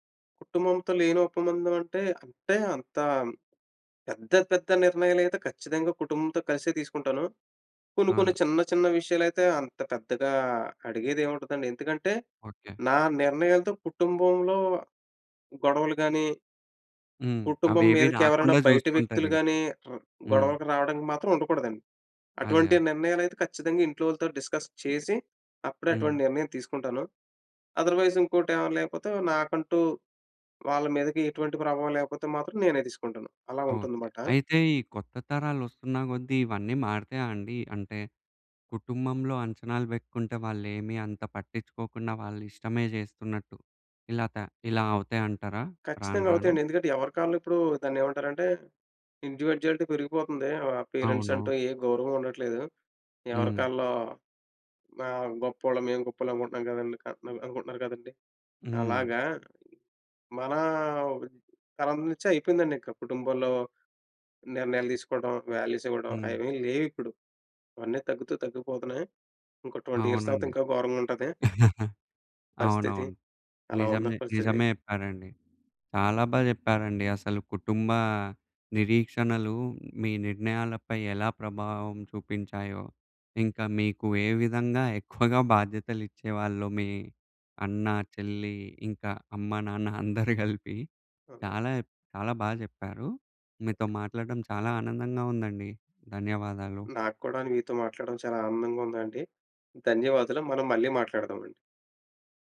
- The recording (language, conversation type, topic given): Telugu, podcast, కుటుంబ నిరీక్షణలు మీ నిర్ణయాలపై ఎలా ప్రభావం చూపించాయి?
- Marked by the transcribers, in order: in English: "డిస్కస్"; in English: "అదర్‌వైజ్"; in English: "ఇండివిడ్యుయాలిటీ"; in English: "పేరెంట్స్"; in English: "వాల్యూస్"; in English: "ట్వంటీ ఇయర్స్"; chuckle